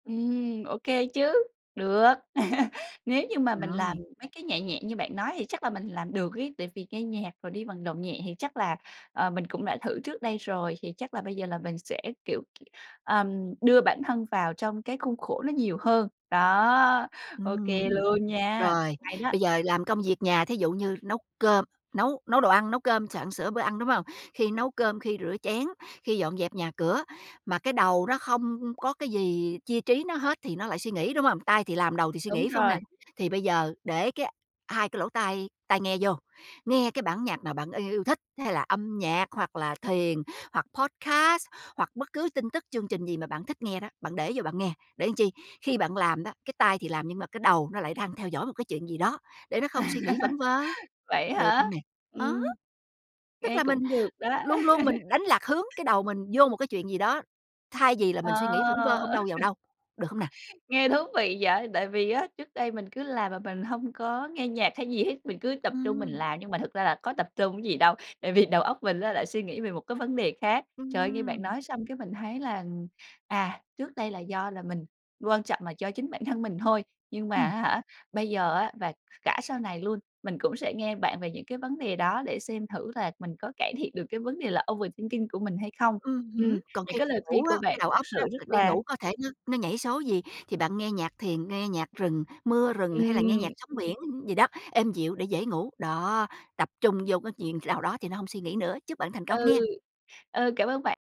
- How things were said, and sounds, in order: laugh; tapping; in English: "podcast"; "làm" said as "ừn"; laugh; laugh; laugh; laughing while speaking: "tại vì"; in English: "overthinking"; other noise
- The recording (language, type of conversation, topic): Vietnamese, advice, Làm thế nào để ngừng nghĩ lan man và buông bỏ những suy nghĩ lặp lại khi tôi đang căng thẳng?